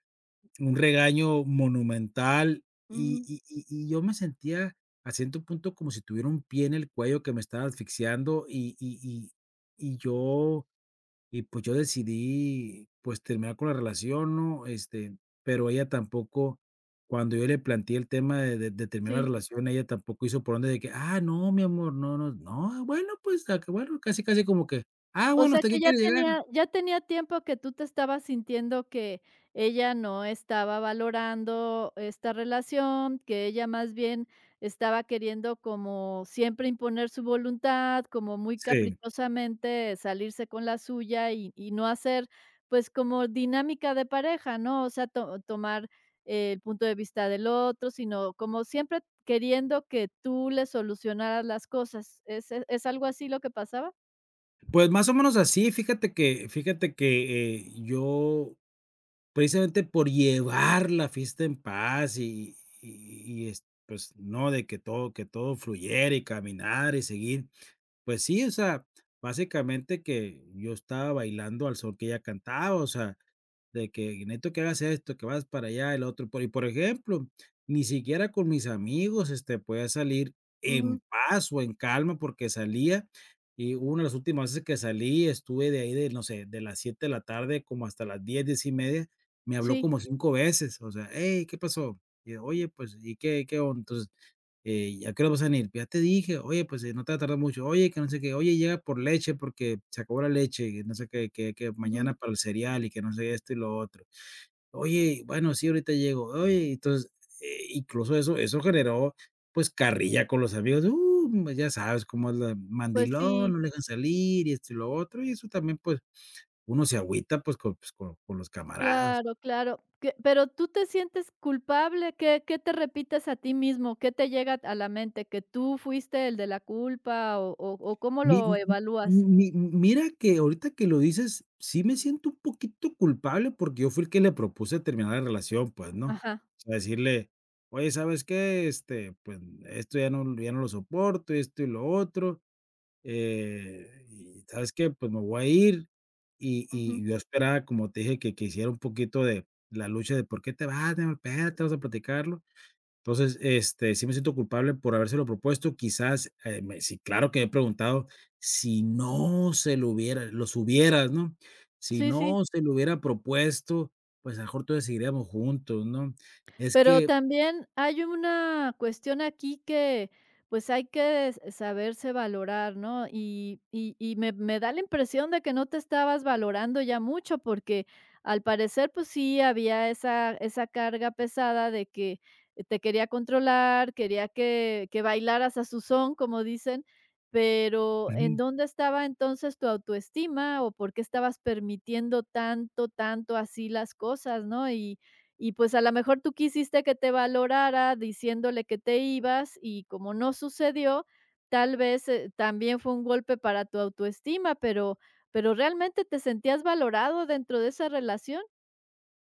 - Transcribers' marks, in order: other background noise
- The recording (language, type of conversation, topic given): Spanish, advice, ¿Cómo ha afectado la ruptura sentimental a tu autoestima?